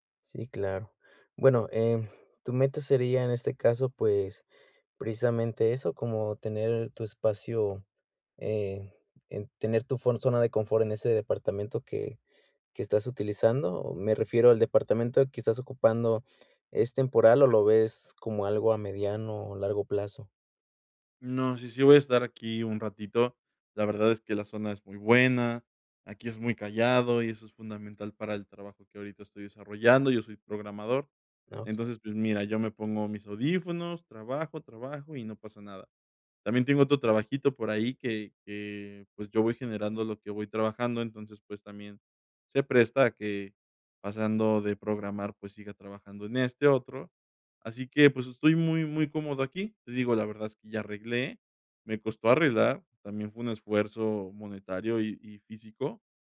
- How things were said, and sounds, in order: none
- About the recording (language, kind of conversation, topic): Spanish, advice, ¿Cómo puedo descomponer una meta grande en pasos pequeños y alcanzables?